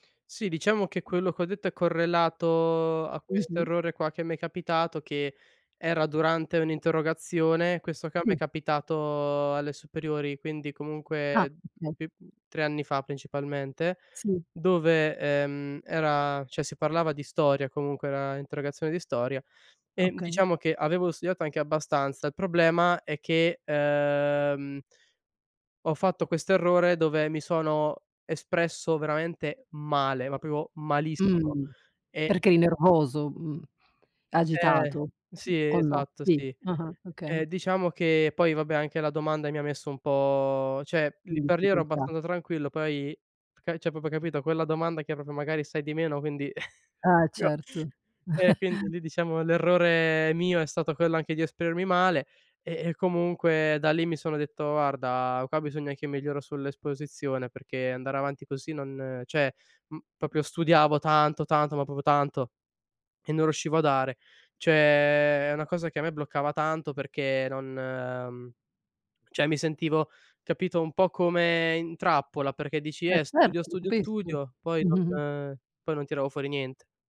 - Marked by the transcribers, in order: tapping; "qua" said as "ca"; "cioè" said as "ceh"; "proprio" said as "propro"; unintelligible speech; "cioè" said as "ceh"; "cioè" said as "ceh"; "proprio" said as "propo"; "proprio" said as "propro"; chuckle; "esprimermi" said as "espriermi"; "Guarda" said as "uarda"; "cioè" said as "ceh"; "proprio" said as "propro"; "Cioè" said as "ceh"; "cioè" said as "ceh"
- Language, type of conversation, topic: Italian, podcast, Che ruolo hanno gli errori nel tuo percorso di crescita?